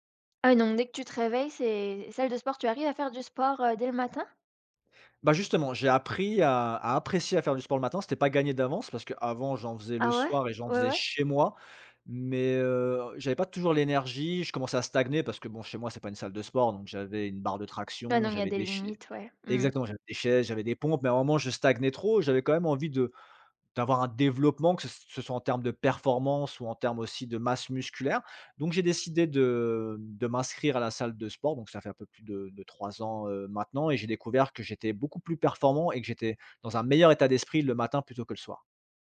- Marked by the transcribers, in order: none
- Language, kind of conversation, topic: French, podcast, Peux-tu me raconter ta routine du matin, du réveil jusqu’au moment où tu pars ?
- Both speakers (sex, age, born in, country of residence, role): female, 25-29, France, France, host; male, 35-39, France, France, guest